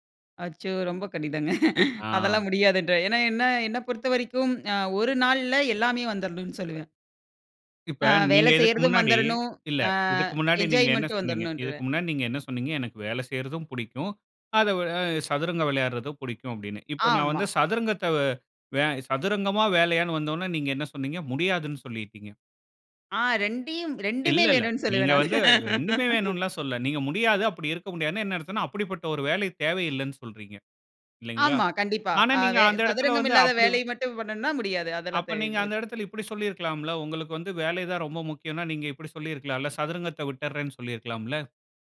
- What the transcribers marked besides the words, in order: chuckle; other background noise; other noise; laugh
- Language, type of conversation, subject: Tamil, podcast, வேலைக்கும் வாழ்க்கைக்கும் ஒரே அர்த்தம்தான் உள்ளது என்று நீங்கள் நினைக்கிறீர்களா?